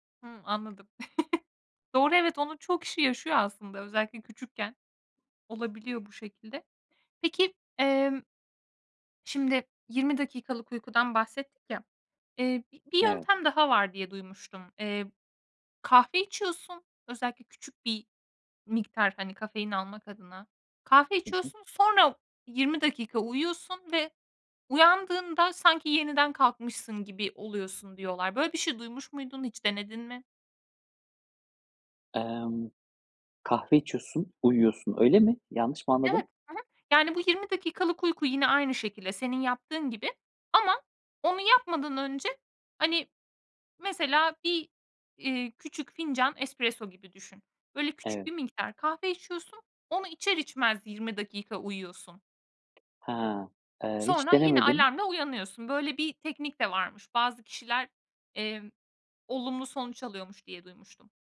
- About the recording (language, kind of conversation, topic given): Turkish, podcast, Uyku düzeninin zihinsel sağlığa etkileri nelerdir?
- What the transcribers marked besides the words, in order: chuckle; tapping